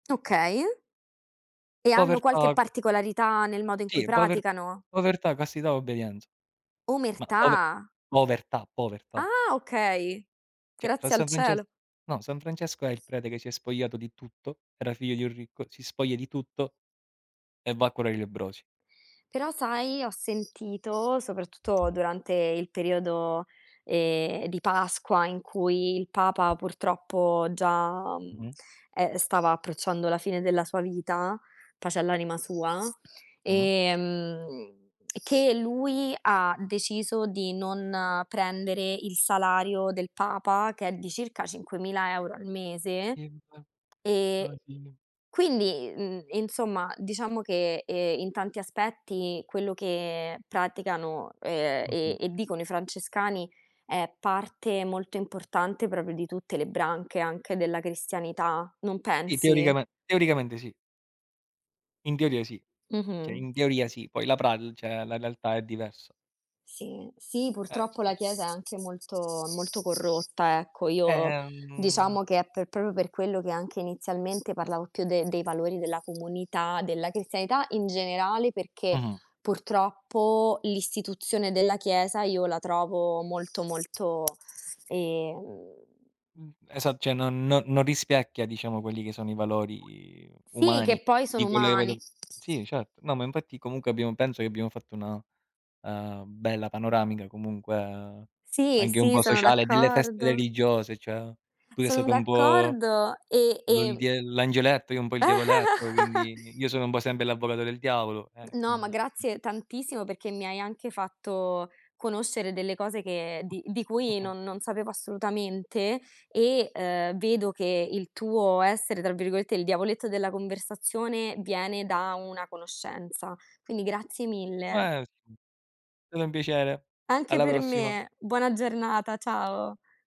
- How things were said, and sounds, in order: surprised: "Omertà?"; "Cioè" said as "ceh"; other background noise; drawn out: "ehm"; lip smack; "proprio" said as "propio"; "Sì" said as "ì"; "Cioè" said as "ceh"; "cioè" said as "ceh"; drawn out: "Ehm"; "proprio" said as "propo"; tapping; "cioè" said as "ceh"; drawn out: "ehm"; "cioè" said as "ceh"; laugh; other noise; unintelligible speech; unintelligible speech; "Stato" said as "tato"
- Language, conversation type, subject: Italian, unstructured, Qual è un ricordo felice che associ a una festa religiosa?